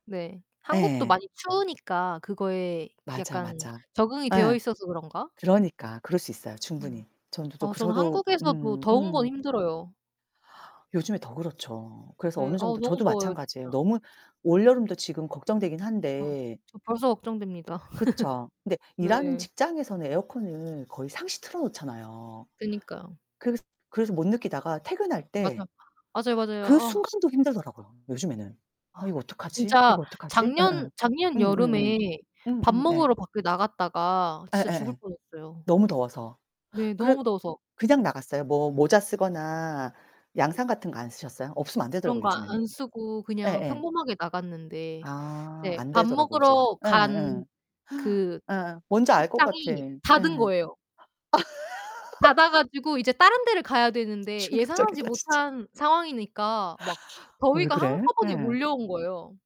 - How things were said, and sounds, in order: tapping; laugh; other background noise; gasp; gasp; laugh; laughing while speaking: "충격적이다, 진짜"; laugh
- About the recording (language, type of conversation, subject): Korean, unstructured, 여행 중에 가장 짜증났던 경험은 무엇인가요?